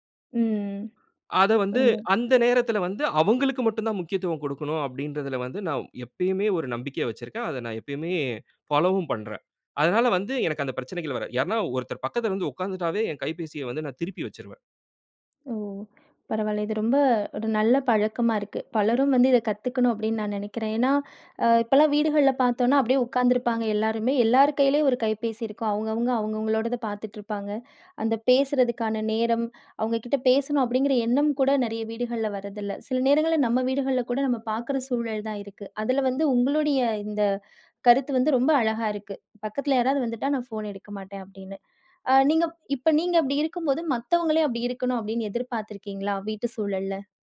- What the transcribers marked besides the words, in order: drawn out: "ம்"; other background noise; unintelligible speech
- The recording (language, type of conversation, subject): Tamil, podcast, வேலை-வீட்டு சமநிலையை நீங்கள் எப்படிக் காப்பாற்றுகிறீர்கள்?
- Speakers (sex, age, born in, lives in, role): female, 30-34, India, India, host; male, 30-34, India, India, guest